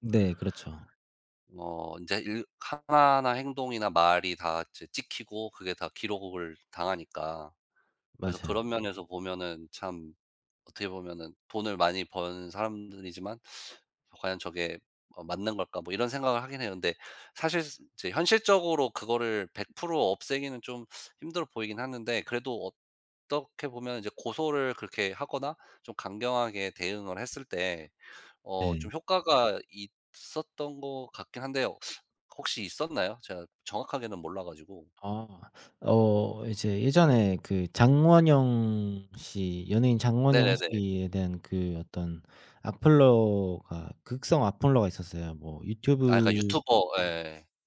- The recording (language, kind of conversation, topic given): Korean, unstructured, 사이버 괴롭힘에 어떻게 대처하는 것이 좋을까요?
- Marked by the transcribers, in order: teeth sucking; teeth sucking; teeth sucking; other background noise